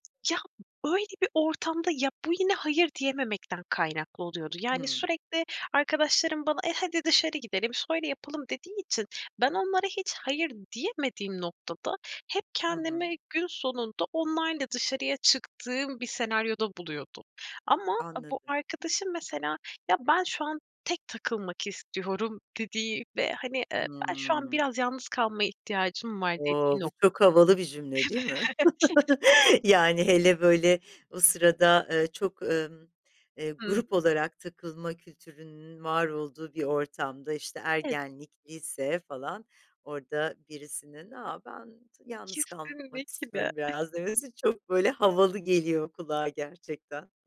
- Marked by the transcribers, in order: laughing while speaking: "Evet"; chuckle; other background noise; laughing while speaking: "Kesinlikle"
- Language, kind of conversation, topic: Turkish, podcast, İnsanlara hayır demeyi nasıl öğrendin?